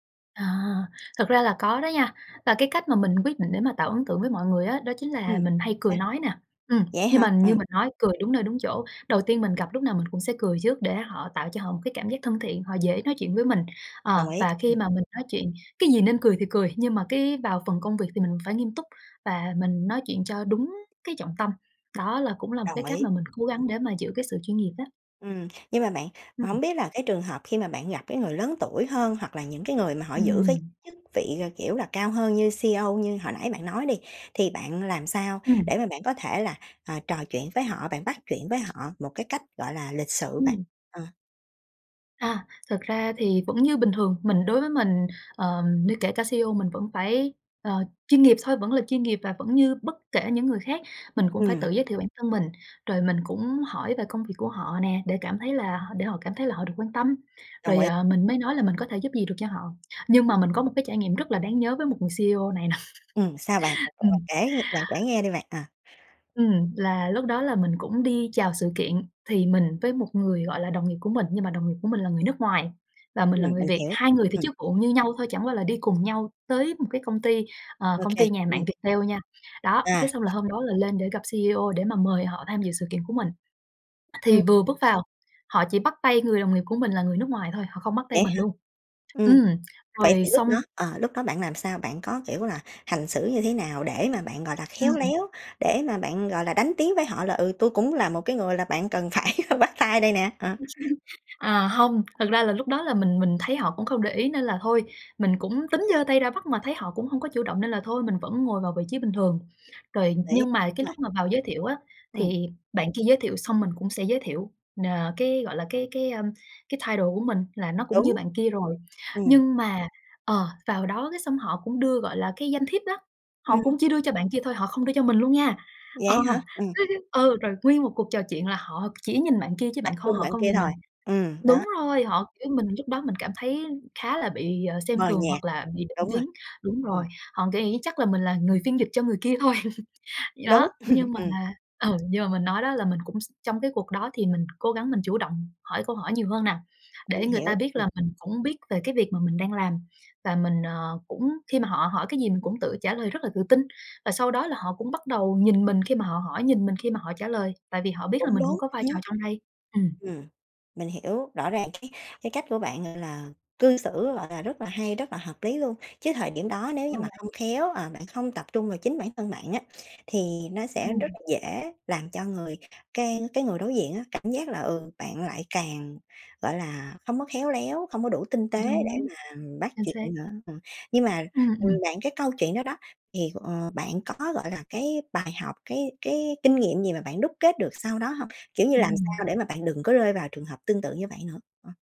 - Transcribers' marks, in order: tapping; in English: "C-E-O"; in English: "C-E-O"; in English: "C-E-O"; laughing while speaking: "nà"; other background noise; in English: "C-E-O"; laughing while speaking: "phải bắt"; laugh; in English: "title"; laughing while speaking: "Ờ"; unintelligible speech; laugh; unintelligible speech
- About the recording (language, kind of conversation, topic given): Vietnamese, podcast, Bạn bắt chuyện với người lạ ở sự kiện kết nối như thế nào?